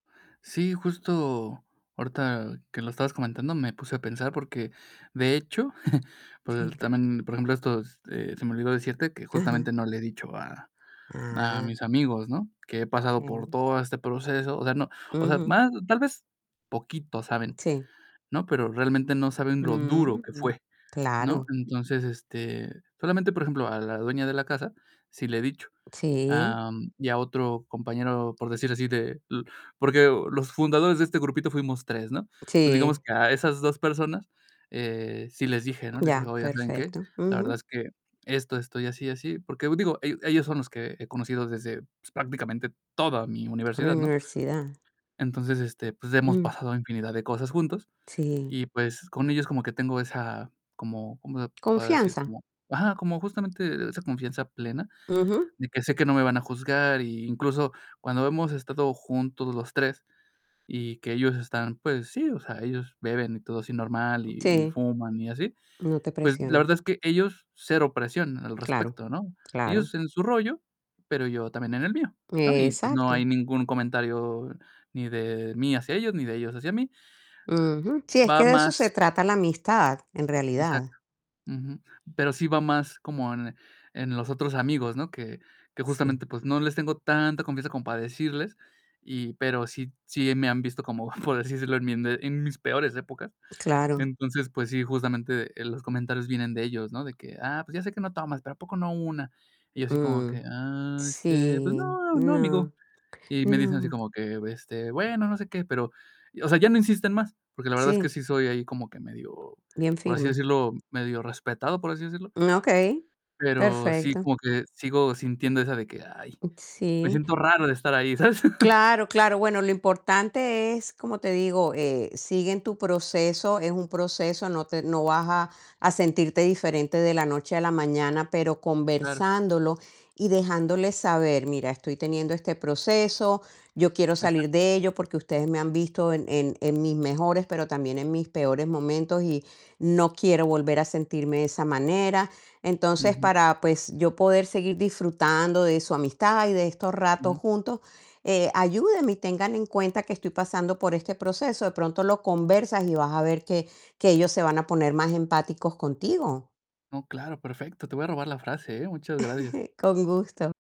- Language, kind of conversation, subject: Spanish, advice, ¿Cómo te sientes al empezar a salir otra vez y sentir culpa?
- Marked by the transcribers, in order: tapping; other background noise; chuckle; static; other noise; laughing while speaking: "por decírselo"; laughing while speaking: "¿sabes?"; distorted speech; chuckle